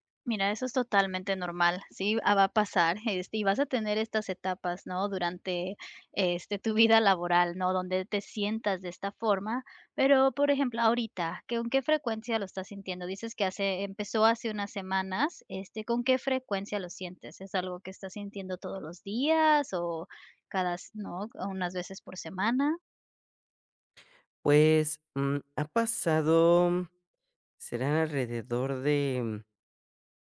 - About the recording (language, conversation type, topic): Spanish, advice, ¿Cómo puedo manejar pensamientos negativos recurrentes y una autocrítica intensa?
- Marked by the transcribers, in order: laughing while speaking: "vida"